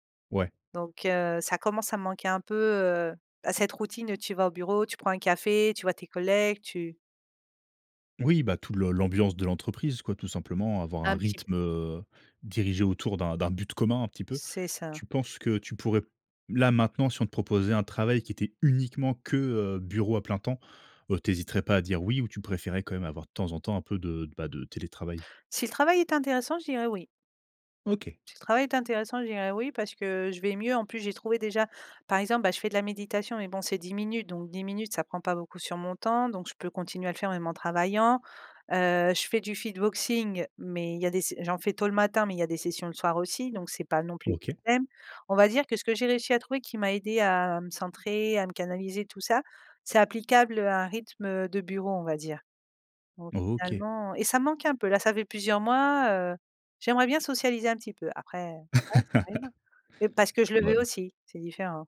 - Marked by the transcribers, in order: stressed: "uniquement"; stressed: "OK"; laugh
- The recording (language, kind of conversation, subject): French, podcast, Quel impact le télétravail a-t-il eu sur ta routine ?